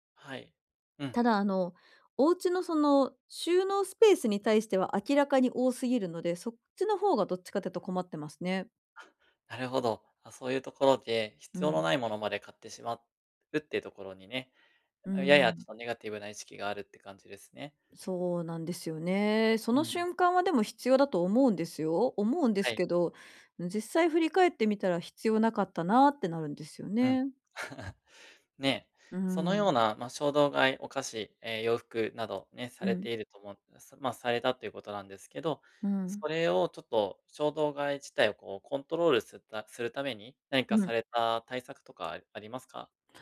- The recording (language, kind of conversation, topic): Japanese, advice, 衝動買いを抑えるにはどうすればいいですか？
- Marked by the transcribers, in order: chuckle; chuckle